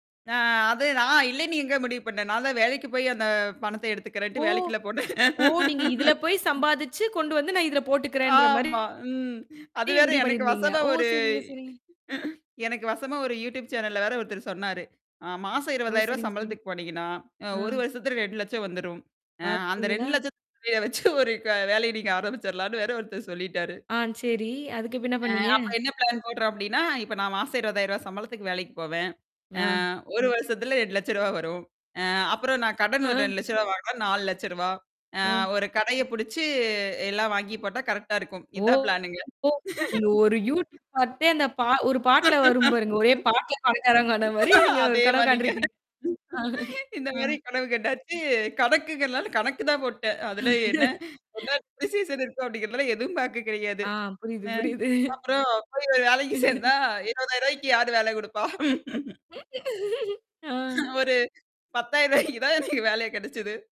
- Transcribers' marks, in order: laughing while speaking: "போனேன்"; other background noise; laughing while speaking: "ஆமா. ம். அது வேற. எனக்கு வசமா ஒரு"; distorted speech; in English: "யூடியூப்சேனல்"; laughing while speaking: "வச்சு ஒரு க வேலைய நீங்க ஆரம்பிச்சிரலான்னு வேற, ஒருத்தர் சொல்லிட்டாரு"; other noise; in English: "ப்ளான்"; in English: "கரெக்ட்டா"; in English: "ப்ளான்னுங்க"; laugh; laughing while speaking: "அதே மாரிங்க. இந்த மாரி கனவு … யாரு வேல குடுப்பா?"; laugh; laugh; in English: "டிஸிஸ்ஸன்"; laughing while speaking: "புரியுது"; laugh; laugh; laughing while speaking: "ஒரு பத்தாயிரம் ரூபாய்க்கி தான் எனக்கு வேல கெடைச்சது"
- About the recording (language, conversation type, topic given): Tamil, podcast, சுய தொழில் தொடங்கலாமா, இல்லையா வேலையைத் தொடரலாமா என்ற முடிவை நீங்கள் எப்படி எடுத்தீர்கள்?